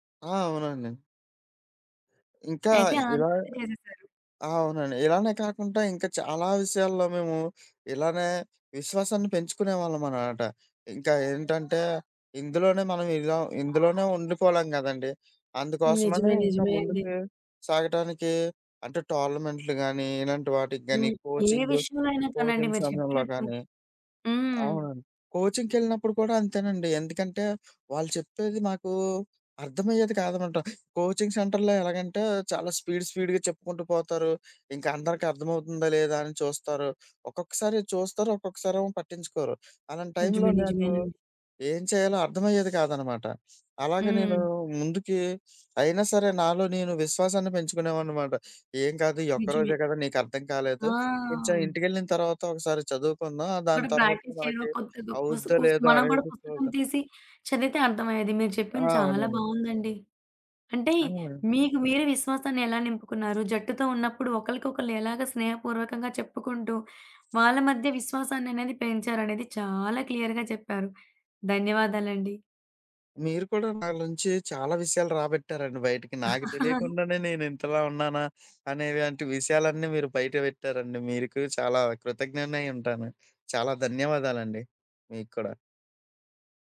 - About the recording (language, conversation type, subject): Telugu, podcast, జట్టులో విశ్వాసాన్ని మీరు ఎలా పెంపొందిస్తారు?
- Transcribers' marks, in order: other background noise; background speech; in English: "కోచింగ్స్"; in English: "కోచింగ్‌కెళ్ళినప్పుడు"; in English: "కోచింగ్ సెంటర్‌లో"; in English: "స్పీడ్ స్పీడ్‌గా"; tapping; in English: "ప్రాక్టీస్"; in English: "క్లియర్‌గా"; chuckle